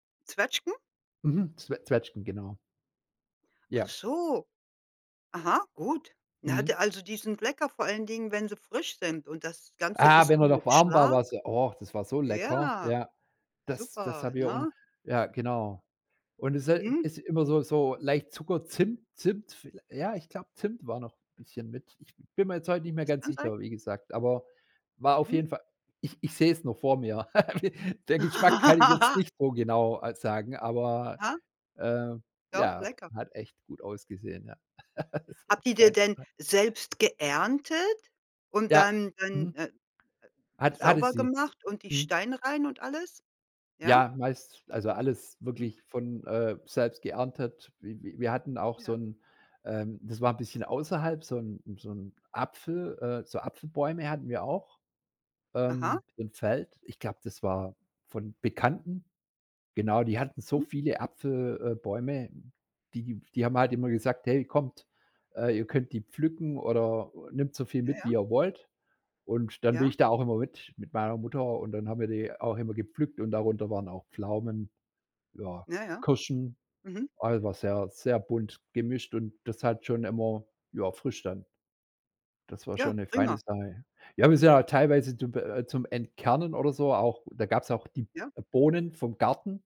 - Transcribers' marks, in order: laugh; laugh
- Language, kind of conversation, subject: German, podcast, Erzähl mal von deinem liebsten Wohlfühlessen aus der Kindheit?